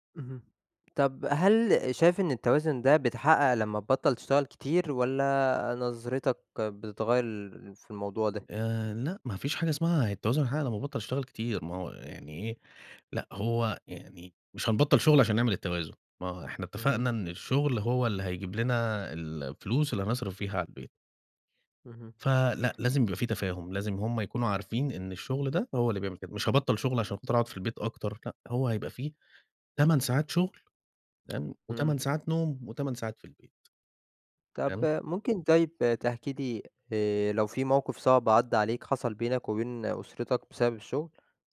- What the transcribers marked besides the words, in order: none
- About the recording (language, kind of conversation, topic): Arabic, podcast, إزاي بتوفق بين شغلك وحياتك العائلية؟